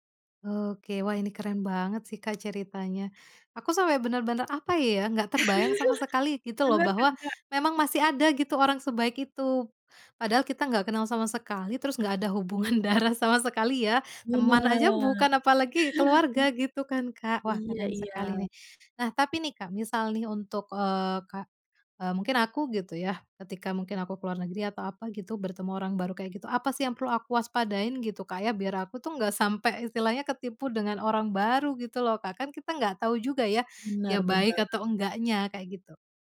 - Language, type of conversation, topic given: Indonesian, podcast, Pernahkah kamu bertemu orang asing yang tiba-tiba mengubah hidupmu?
- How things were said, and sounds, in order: laugh; laughing while speaking: "darah"; other background noise; chuckle